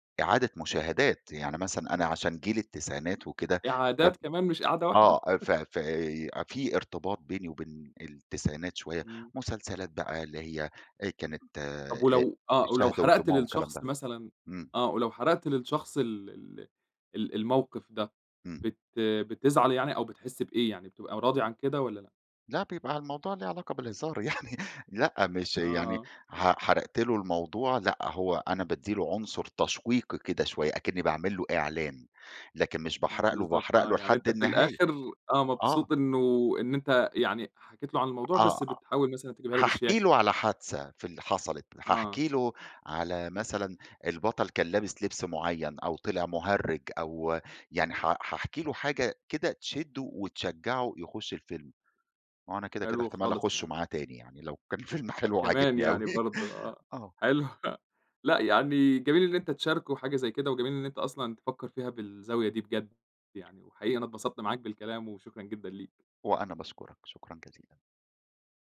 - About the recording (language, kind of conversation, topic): Arabic, podcast, إزاي بتتعامل مع حرق أحداث مسلسل بتحبه؟
- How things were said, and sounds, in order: chuckle; other background noise; laughing while speaking: "يعني"; laughing while speaking: "كان الفيلم حلو وعاجبني أوي"; laughing while speaking: "حلو"